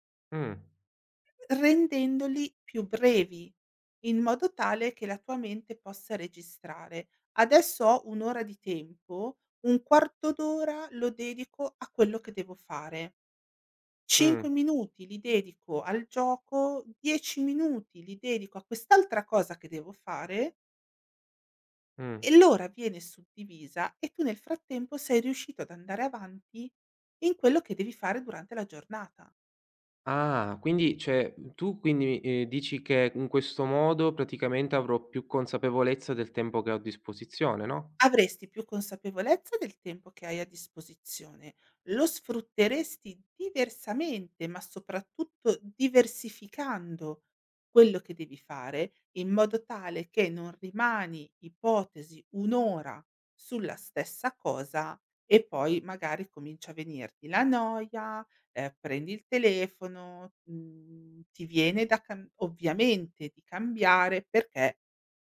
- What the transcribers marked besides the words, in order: "cioè" said as "ceh"
- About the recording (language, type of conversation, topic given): Italian, advice, Perché continuo a procrastinare su compiti importanti anche quando ho tempo disponibile?